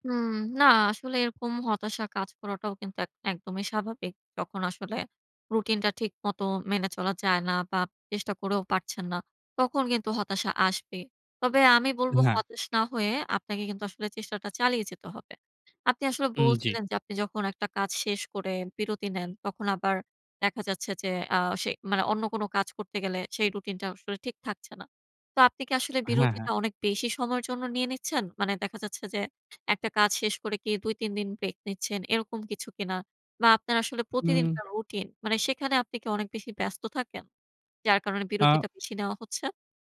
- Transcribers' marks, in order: horn
- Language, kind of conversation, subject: Bengali, advice, রুটিনের কাজগুলোতে আর মূল্যবোধ খুঁজে না পেলে আমি কী করব?